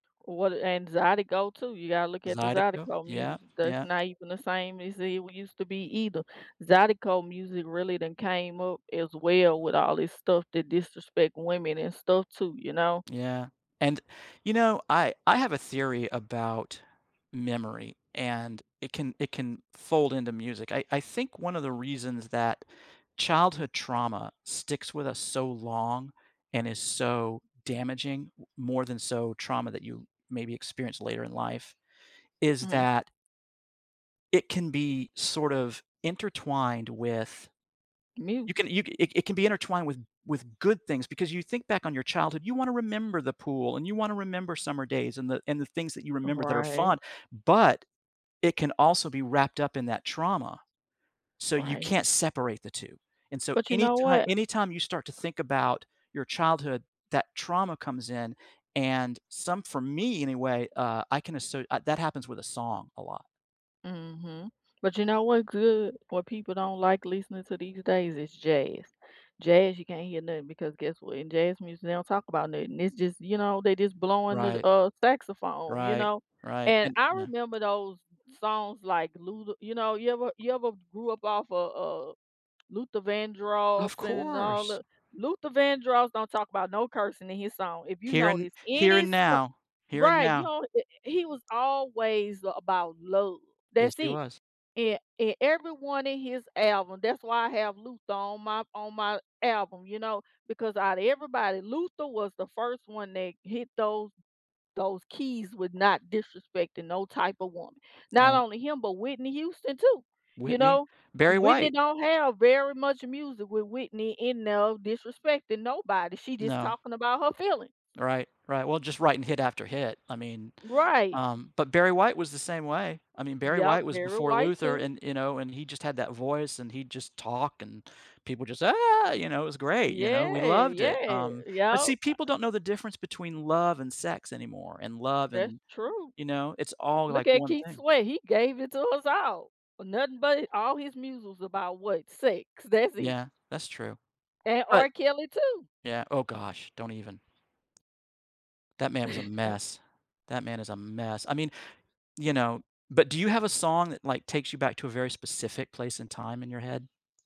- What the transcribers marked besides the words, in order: other background noise; tapping; put-on voice: "Ah!"; chuckle
- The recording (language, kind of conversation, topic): English, unstructured, How do you feel when a song reminds you of a memory?
- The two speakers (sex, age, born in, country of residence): female, 40-44, United States, United States; male, 55-59, United States, United States